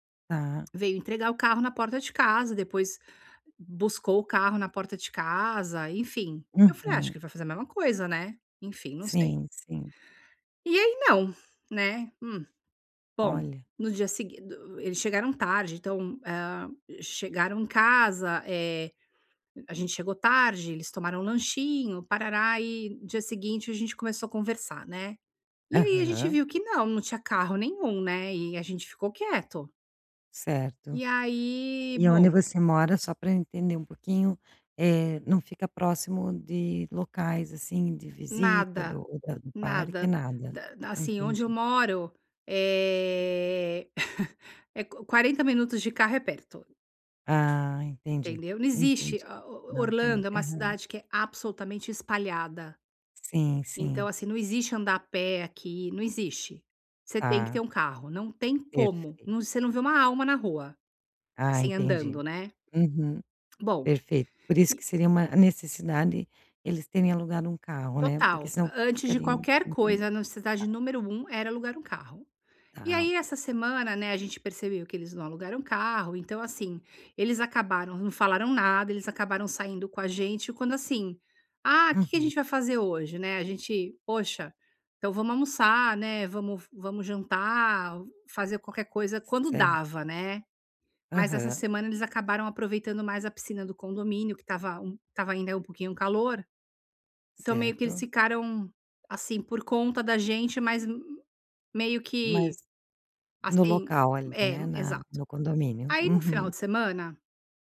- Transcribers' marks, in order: drawn out: "aí"; chuckle; other noise
- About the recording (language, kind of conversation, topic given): Portuguese, advice, Como posso estabelecer limites pessoais sem me sentir culpado?